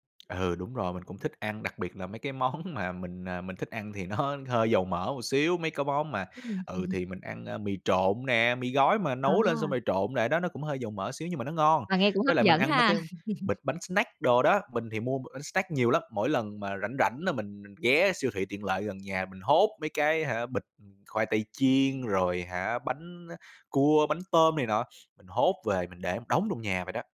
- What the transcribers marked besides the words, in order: tapping; laughing while speaking: "món"; laughing while speaking: "nó"; other background noise; chuckle
- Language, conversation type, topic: Vietnamese, advice, Vì sao bạn chưa thể thay thói quen xấu bằng thói quen tốt, và bạn có thể bắt đầu thay đổi từ đâu?